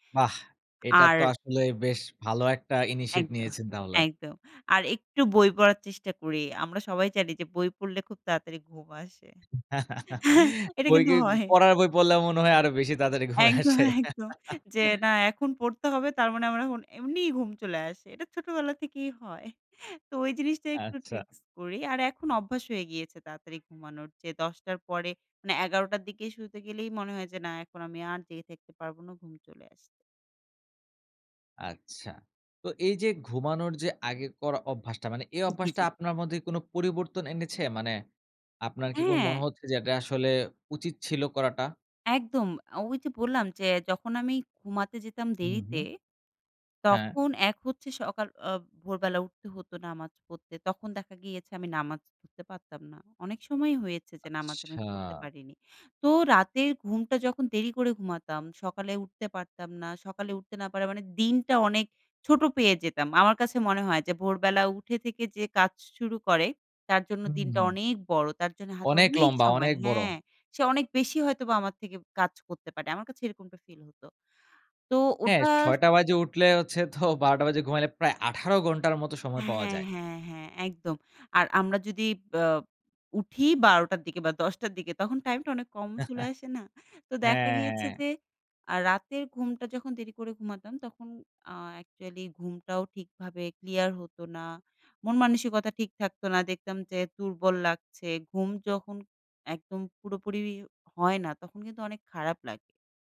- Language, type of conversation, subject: Bengali, podcast, কোন ছোট অভ্যাস বদলে তুমি বড় পরিবর্তন এনেছ?
- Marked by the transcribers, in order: in English: "initiate"; laugh; laughing while speaking: "বই কি? ই পড়ার বই … তাড়াতাড়ি ঘুমে আসে?"; chuckle; laughing while speaking: "এটা কিন্তু হয়"; laughing while speaking: "একদম, একদম"; laugh; tapping; "পড়তে" said as "পত্তে"; stressed: "অনেক"; scoff; laugh; in English: "অ্যাকচুয়ালি"